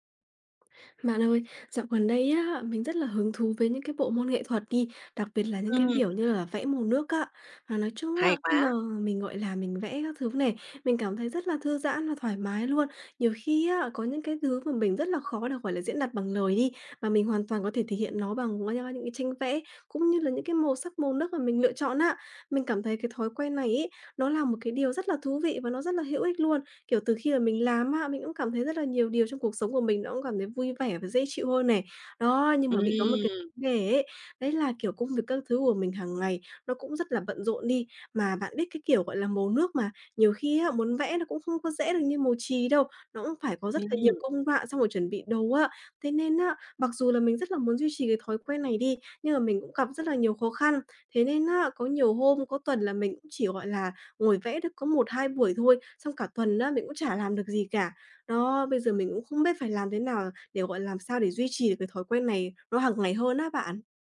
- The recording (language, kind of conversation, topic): Vietnamese, advice, Làm thế nào để bắt đầu thói quen sáng tạo hằng ngày khi bạn rất muốn nhưng vẫn không thể bắt đầu?
- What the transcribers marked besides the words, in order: tapping; other background noise